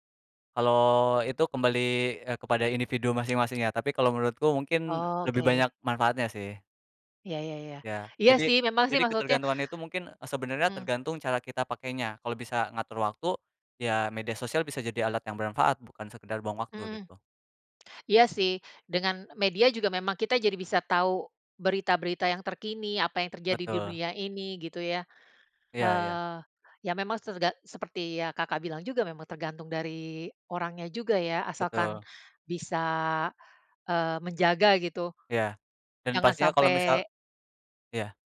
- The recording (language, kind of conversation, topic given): Indonesian, unstructured, Inovasi teknologi apa yang membuat kehidupan sehari-hari menjadi lebih menyenangkan?
- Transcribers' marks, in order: none